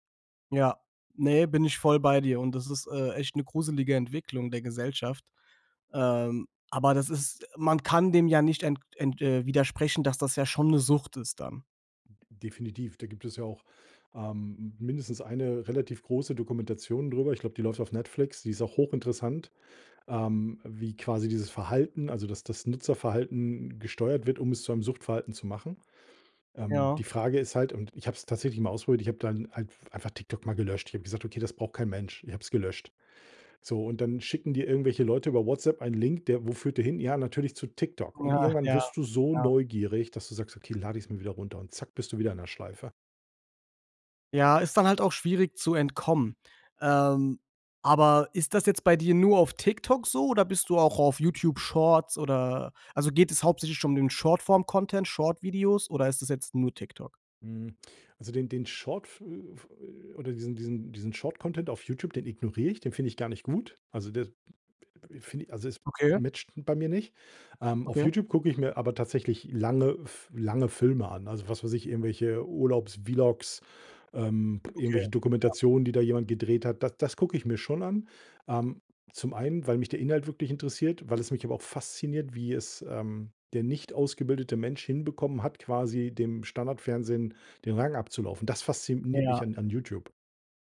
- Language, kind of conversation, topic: German, podcast, Wie gehst du im Alltag mit Smartphone-Sucht um?
- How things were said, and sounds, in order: in English: "matched"